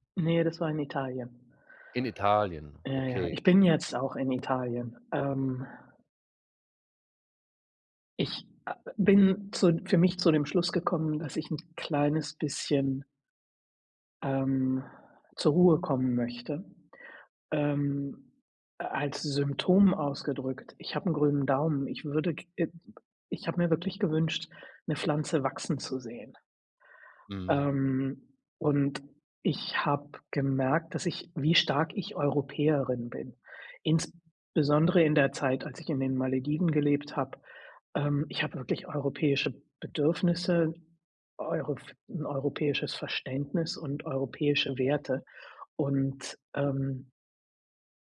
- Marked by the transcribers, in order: other background noise
- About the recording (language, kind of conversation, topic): German, advice, Wie kann ich besser mit der ständigen Unsicherheit in meinem Leben umgehen?